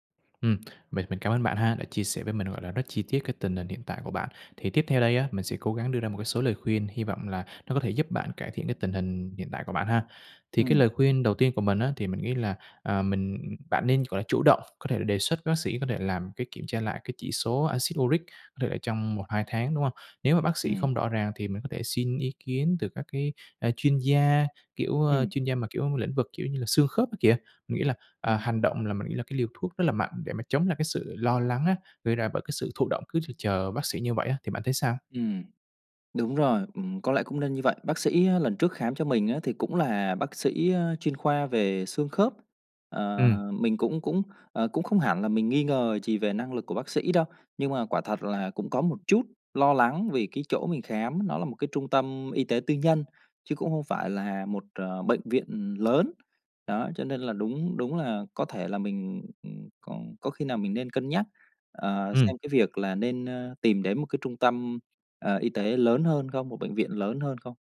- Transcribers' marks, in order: none
- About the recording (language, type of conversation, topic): Vietnamese, advice, Kết quả xét nghiệm sức khỏe không rõ ràng khiến bạn lo lắng như thế nào?